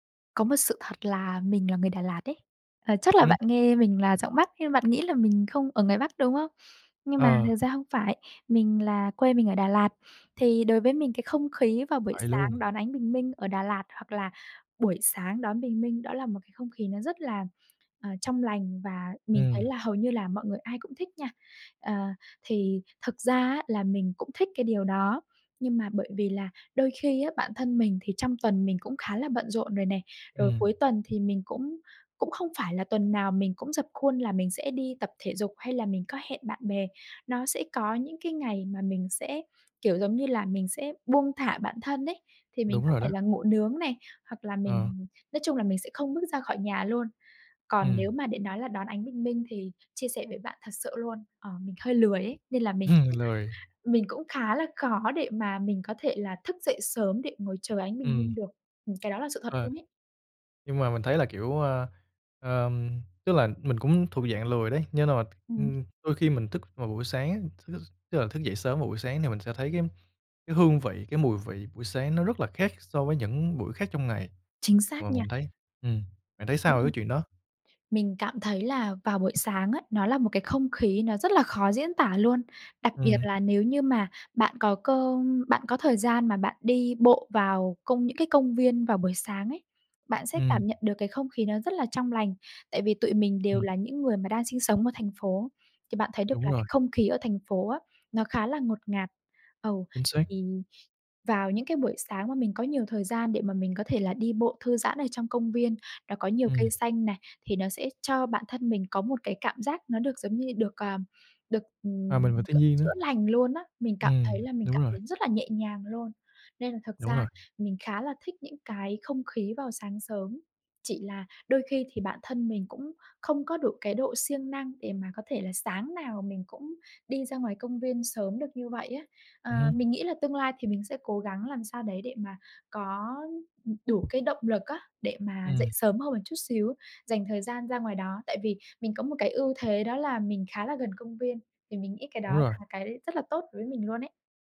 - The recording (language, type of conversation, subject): Vietnamese, podcast, Bạn có những thói quen buổi sáng nào?
- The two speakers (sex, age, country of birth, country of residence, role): female, 25-29, Vietnam, Vietnam, guest; male, 25-29, Vietnam, Vietnam, host
- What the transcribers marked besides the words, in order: tapping; other background noise; chuckle